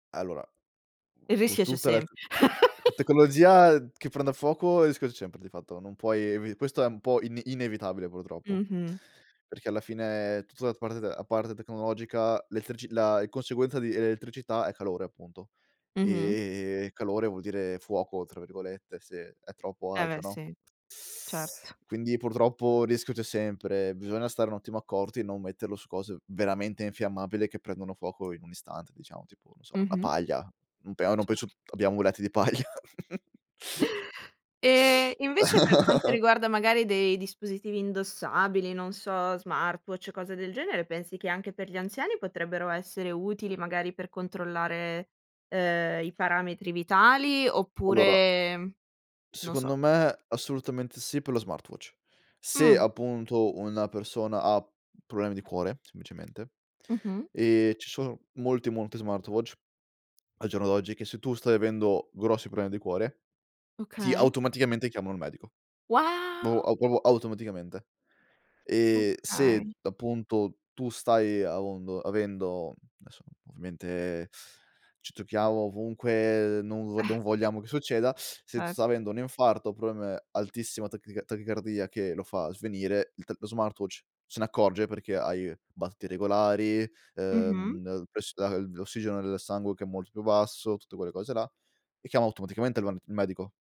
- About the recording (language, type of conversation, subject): Italian, podcast, Quali tecnologie renderanno più facile la vita degli anziani?
- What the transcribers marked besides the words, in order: unintelligible speech; chuckle; tapping; stressed: "veramente"; laughing while speaking: "paglia"; chuckle; chuckle; drawn out: "oppure"; laughing while speaking: "Eh"; unintelligible speech